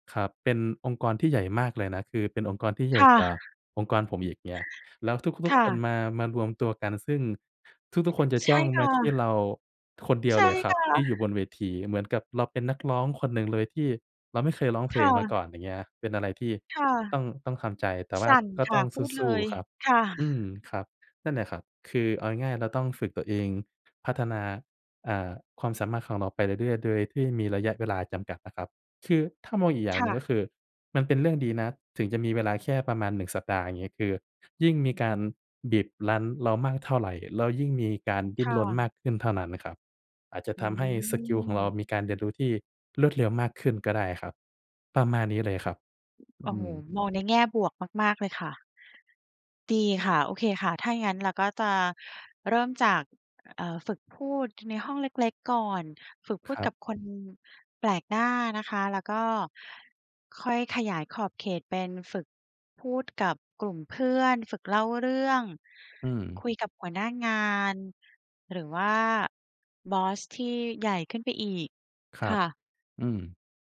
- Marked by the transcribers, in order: other background noise; tapping
- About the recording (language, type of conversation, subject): Thai, advice, คุณรับมือกับการได้รับมอบหมายงานในบทบาทใหม่ที่ยังไม่คุ้นเคยอย่างไร?